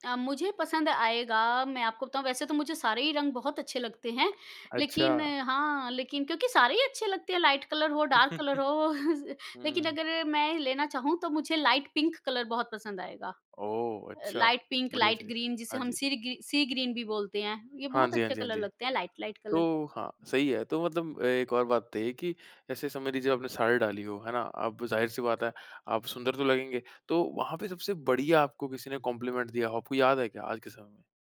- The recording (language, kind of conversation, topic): Hindi, podcast, तुम्हें कौन सा पहनावा सबसे ज़्यादा आत्मविश्वास देता है?
- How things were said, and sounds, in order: in English: "लाइट कलर"; chuckle; in English: "डार्क कलर"; chuckle; in English: "लाइट पिंक कलर"; in English: "लाइट पिंक, लाइट ग्रीन"; in English: "सी ग्रीन"; in English: "कलर"; in English: "लाइट लाइट कलर"; in English: "कॉम्प्लीमेंट"